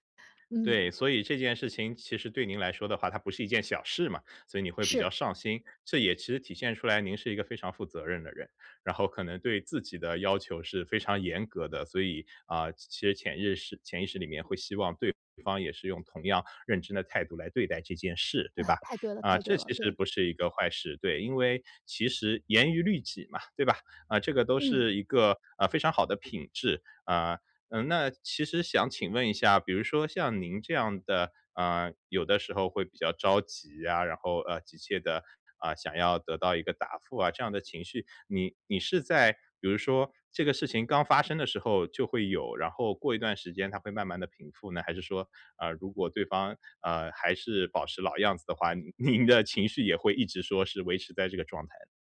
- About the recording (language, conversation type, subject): Chinese, advice, 当我情绪非常强烈时，怎样才能让自己平静下来？
- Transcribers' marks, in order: laughing while speaking: "您的"